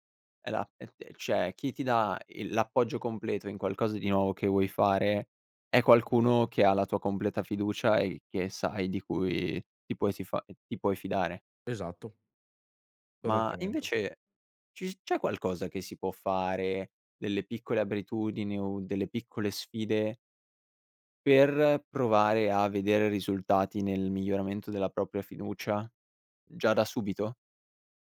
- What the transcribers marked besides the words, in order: "cioè" said as "ceh"; "Correttamente" said as "correttamento"; "abitudini" said as "abritudini"; "propria" said as "propia"
- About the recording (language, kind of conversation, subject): Italian, podcast, Come costruisci la fiducia in te stesso, giorno dopo giorno?
- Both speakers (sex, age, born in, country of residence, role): male, 18-19, Italy, Italy, host; male, 20-24, Italy, Italy, guest